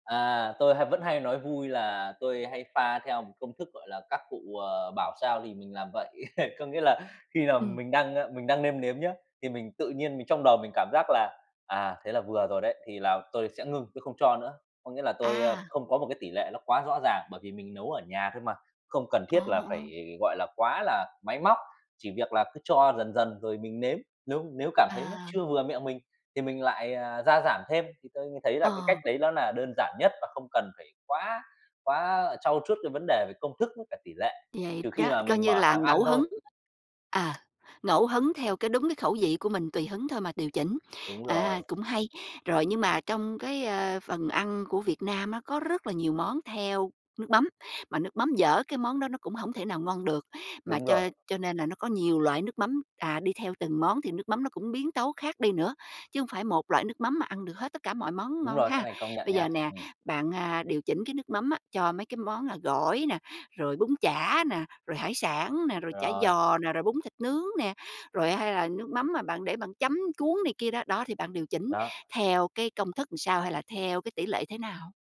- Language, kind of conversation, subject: Vietnamese, podcast, Bạn có bí quyết nào để pha nước chấm thật ngon không?
- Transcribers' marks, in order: laugh; tapping; other background noise; wind